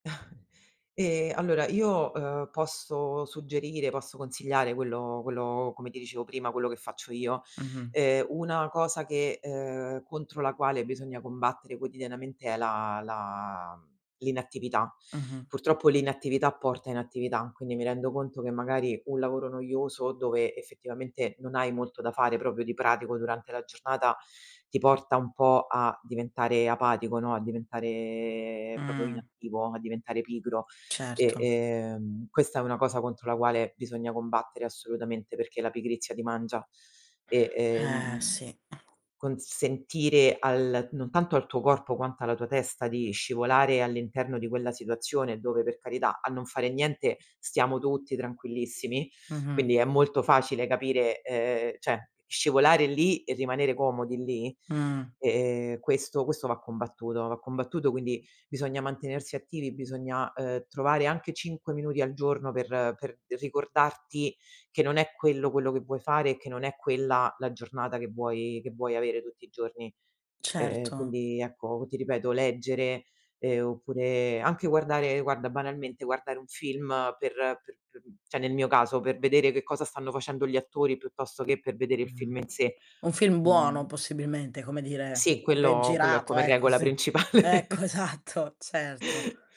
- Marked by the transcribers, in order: chuckle; "proprio" said as "propio"; drawn out: "diventare"; "proprio" said as "propio"; other background noise; "cioè" said as "ceh"; unintelligible speech; laughing while speaking: "principale"; chuckle; laughing while speaking: "esatto"
- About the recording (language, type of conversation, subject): Italian, podcast, Come ti dividi tra la creatività e il lavoro quotidiano?